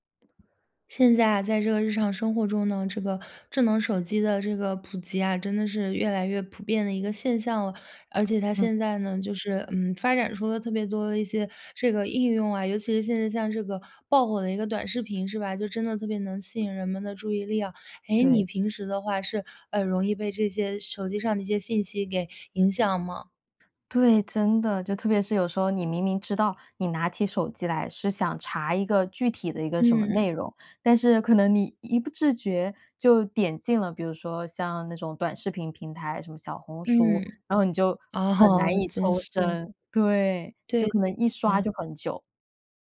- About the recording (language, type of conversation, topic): Chinese, podcast, 你会用哪些方法来对抗手机带来的分心？
- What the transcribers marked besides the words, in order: other background noise; "自觉" said as "智觉"; laughing while speaking: "哦"